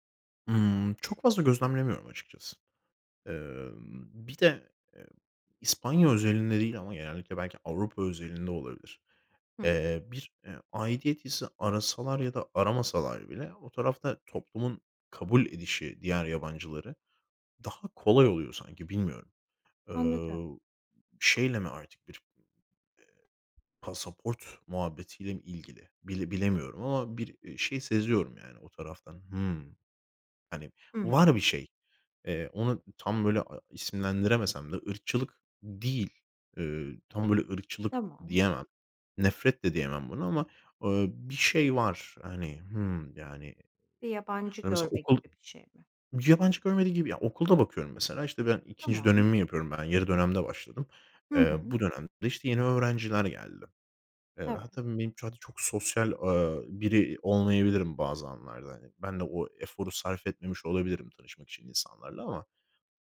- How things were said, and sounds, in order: other background noise; unintelligible speech
- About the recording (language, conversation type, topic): Turkish, podcast, İki dilli olmak aidiyet duygunu sence nasıl değiştirdi?